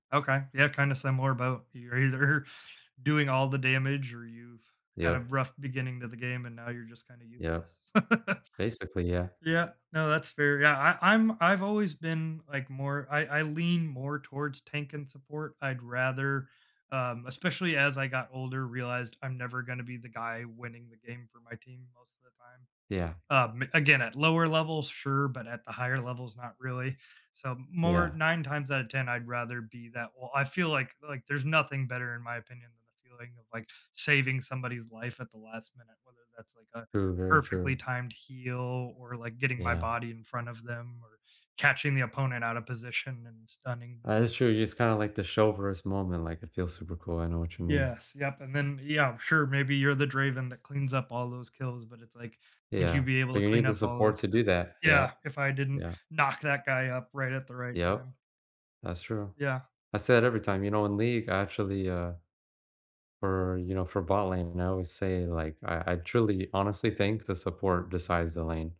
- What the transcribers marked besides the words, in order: laughing while speaking: "either"; laugh; tapping
- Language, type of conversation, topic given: English, unstructured, Which childhood game or family tradition still warms your heart, and how do you keep it alive today?